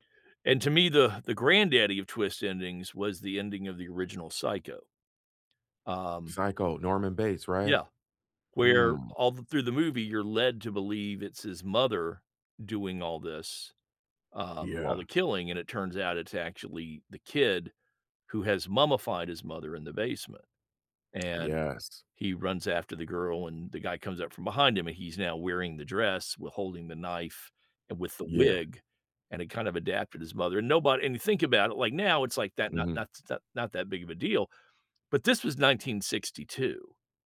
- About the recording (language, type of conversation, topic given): English, unstructured, Which movie should I watch for the most surprising ending?
- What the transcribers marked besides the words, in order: none